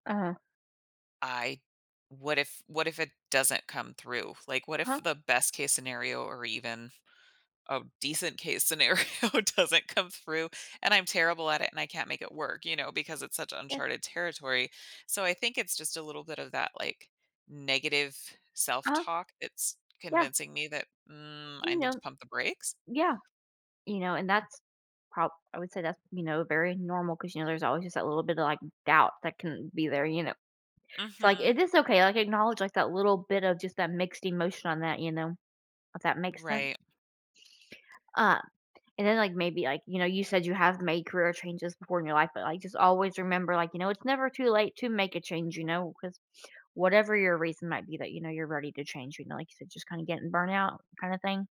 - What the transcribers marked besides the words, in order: laughing while speaking: "scenario doesn't come"; other background noise
- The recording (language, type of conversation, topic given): English, advice, How should I prepare for a major life change?
- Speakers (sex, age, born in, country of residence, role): female, 30-34, United States, United States, advisor; female, 40-44, United States, United States, user